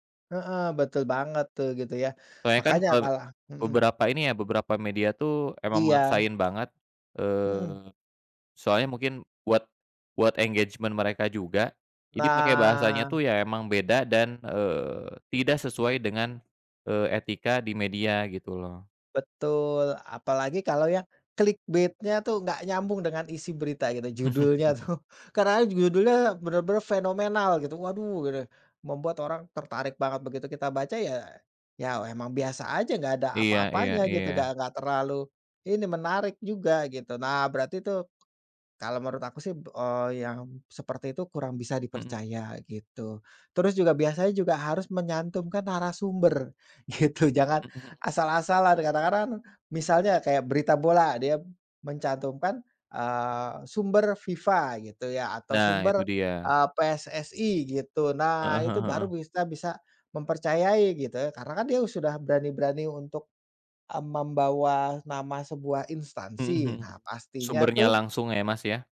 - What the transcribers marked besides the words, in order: tapping; in English: "engagement"; in English: "clickbait-nya"; chuckle; laughing while speaking: "tuh"; laughing while speaking: "gitu"; other background noise
- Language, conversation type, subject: Indonesian, unstructured, Bagaimana cara memilih berita yang tepercaya?